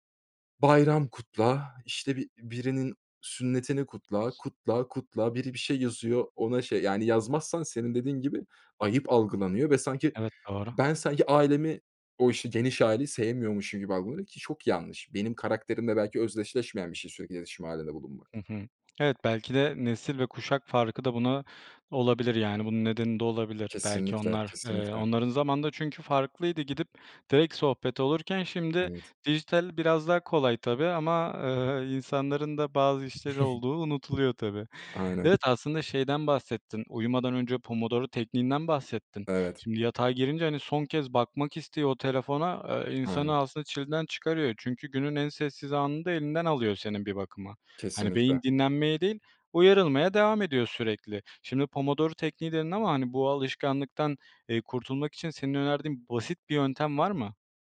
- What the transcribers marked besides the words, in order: tapping; other background noise; chuckle
- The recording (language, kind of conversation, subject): Turkish, podcast, Telefon ve sosyal medya odaklanmanı nasıl etkiliyor?